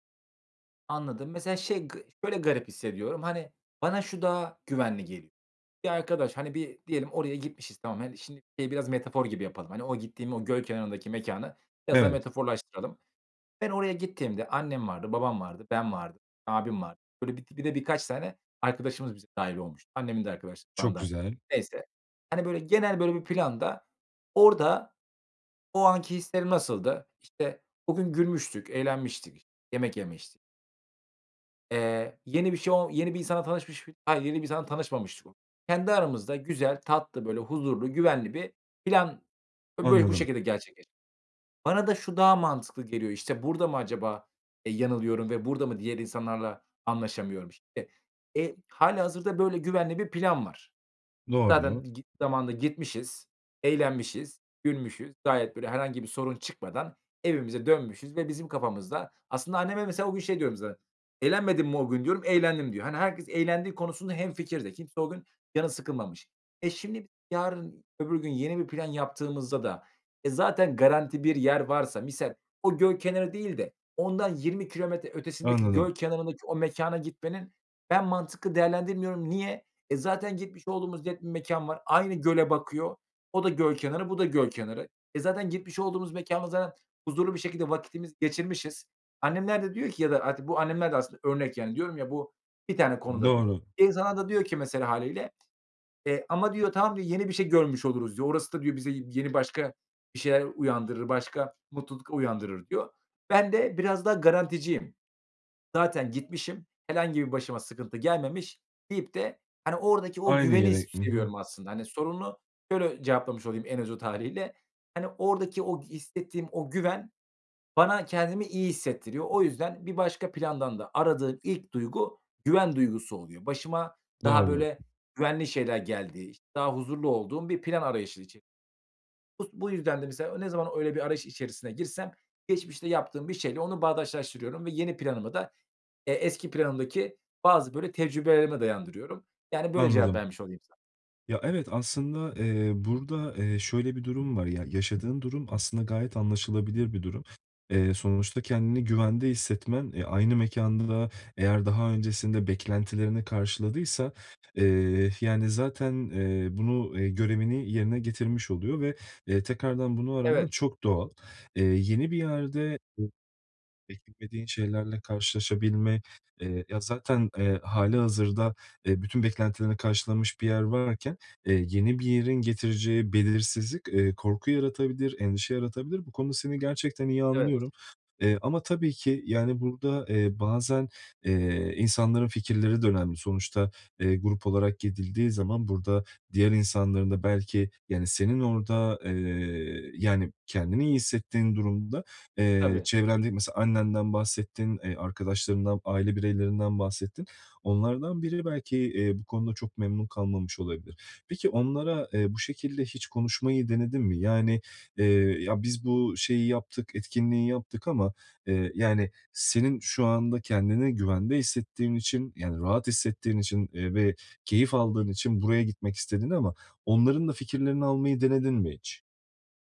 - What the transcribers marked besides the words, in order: other background noise; tapping; other noise; "bağdaştırıyorum" said as "bağdaşlaştırıyorum"; unintelligible speech
- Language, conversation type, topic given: Turkish, advice, Yeni şeyler denemekten neden korkuyor veya çekingen hissediyorum?